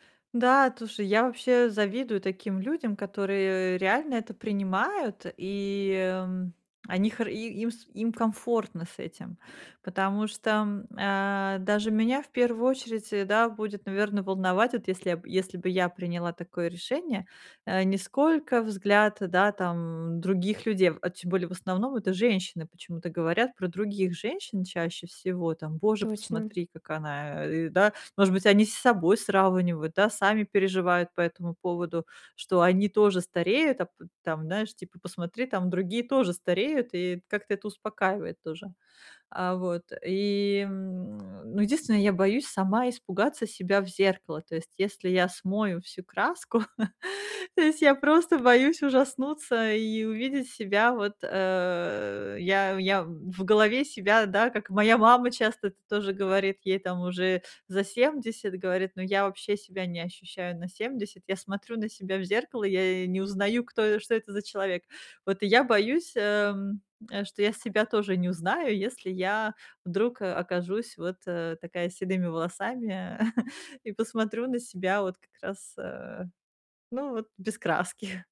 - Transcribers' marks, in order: "слушай" said as "тушай"; tapping; distorted speech; chuckle; other background noise; chuckle; laughing while speaking: "краски"
- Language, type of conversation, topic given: Russian, advice, Как мне привыкнуть к изменениям в теле и сохранить качество жизни?